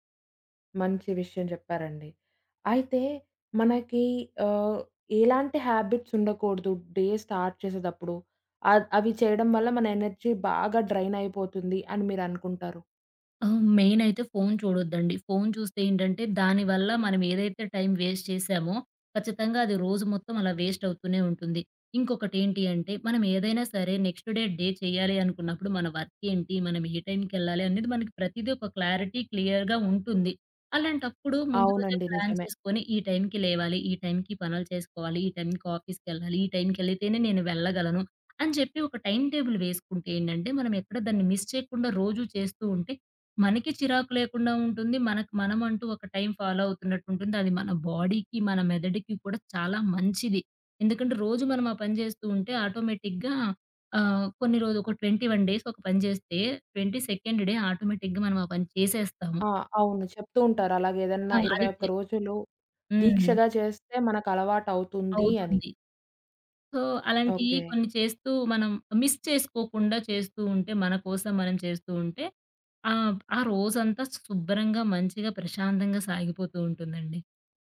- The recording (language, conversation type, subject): Telugu, podcast, ఉదయం ఎనర్జీ పెరగడానికి మీ సాధారణ అలవాట్లు ఏమిటి?
- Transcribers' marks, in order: other background noise; in English: "హ్యాబిట్స్"; in English: "డే స్టార్ట్"; in English: "ఎనర్జీ"; in English: "డ్రైన్"; in English: "టైమ్ వేస్ట్"; in English: "వేస్ట్"; in English: "నెక్స్ట్ డే, డే"; in English: "వర్క్"; in English: "క్లారిటీ క్లియర్‌గా"; in English: "ప్లాన్"; in English: "ఆఫీస్‌కెళ్ళాలి"; in English: "టైమ్ టేబుల్"; in English: "మిస్"; in English: "ఫాలో"; in English: "బాడీకి"; in English: "ఆటోమేటిక్‌గా"; in English: "ట్వెంటీ వన్ డేస్"; in English: "ట్వెంటీ సెకండ్ డే ఆటోమేటిక్‌గా"; in English: "సో"; in English: "మిస్"